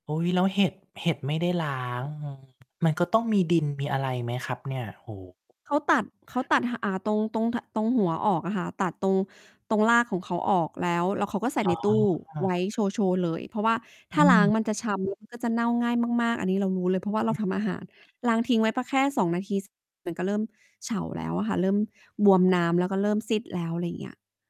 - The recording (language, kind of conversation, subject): Thai, podcast, คุณมีวิธีเตรียมอาหารล่วงหน้าอย่างไรบ้าง?
- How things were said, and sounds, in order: distorted speech; tapping; other background noise